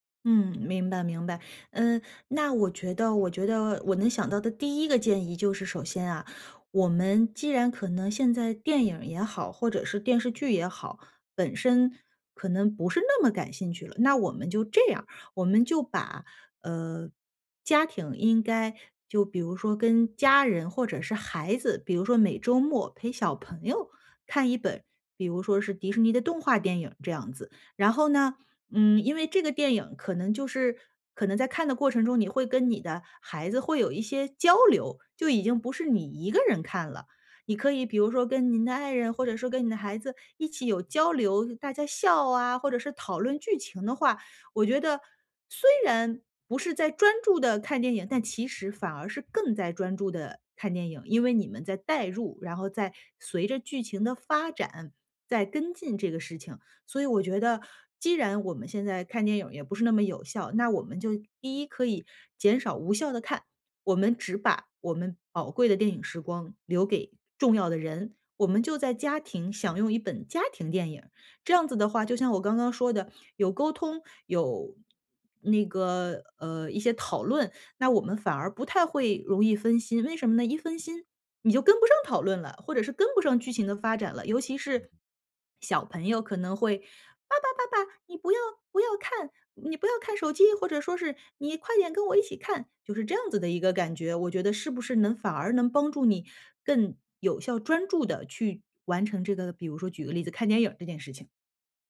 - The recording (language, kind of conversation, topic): Chinese, advice, 看电影或听音乐时总是走神怎么办？
- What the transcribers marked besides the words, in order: put-on voice: "爸爸 爸爸，你不要 不要看 … 点跟我一起看"; tapping